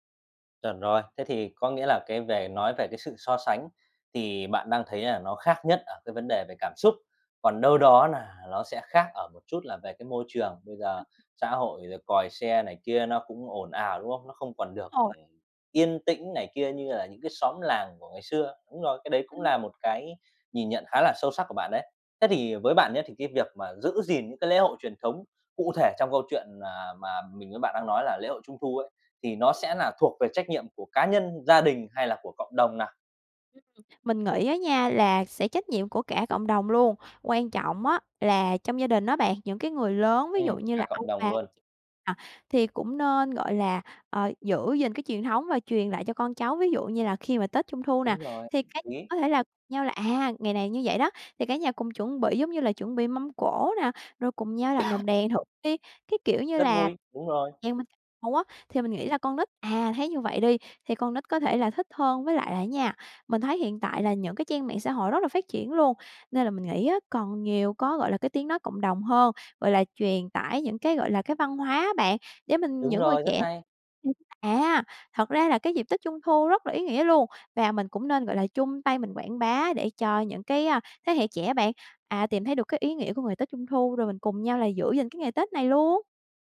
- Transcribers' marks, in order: tapping; other background noise; "Rồi" said as "ồi"; cough; unintelligible speech
- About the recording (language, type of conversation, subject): Vietnamese, podcast, Bạn nhớ nhất lễ hội nào trong tuổi thơ?